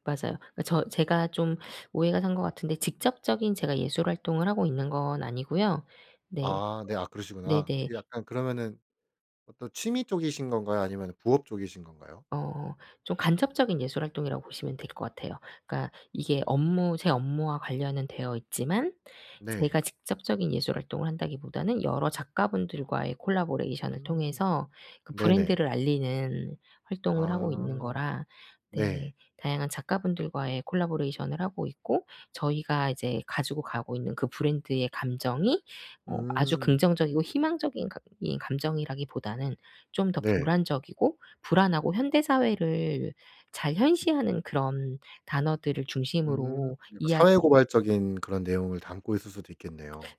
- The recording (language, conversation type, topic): Korean, podcast, 남의 시선이 창작에 어떤 영향을 주나요?
- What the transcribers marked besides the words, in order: other background noise